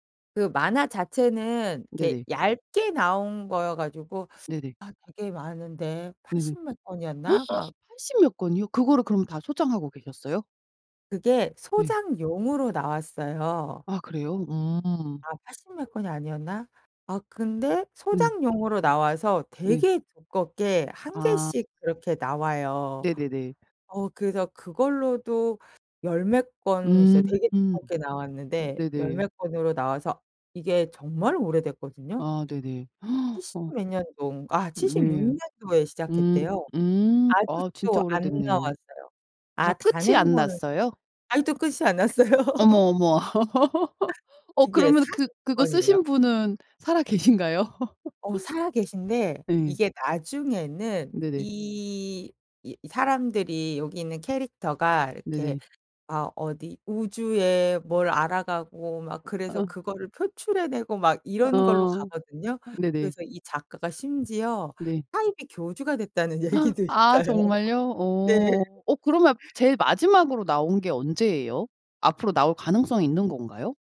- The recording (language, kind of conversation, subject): Korean, podcast, 어렸을 때 가장 빠져 있던 만화는 무엇이었나요?
- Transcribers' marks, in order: gasp; other background noise; gasp; "년도" said as "년동"; laugh; laughing while speaking: "계신가요?"; laugh; gasp; laughing while speaking: "얘기도 있어요. 네"; laugh